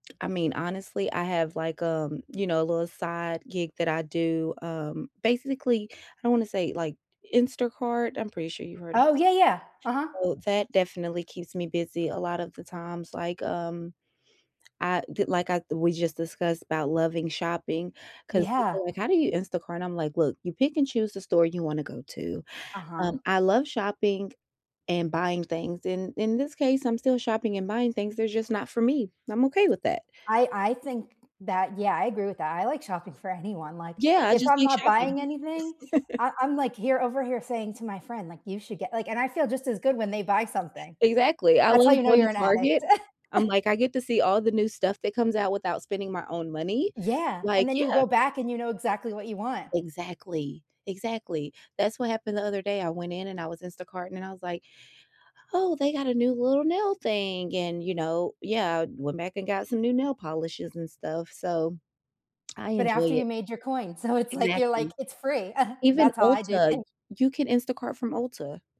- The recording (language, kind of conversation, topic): English, unstructured, How can you make moving with others easy, social, and fun?
- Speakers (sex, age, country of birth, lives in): female, 30-34, United States, United States; female, 40-44, United States, United States
- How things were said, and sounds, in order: chuckle; laugh; laughing while speaking: "So, it's, like"; chuckle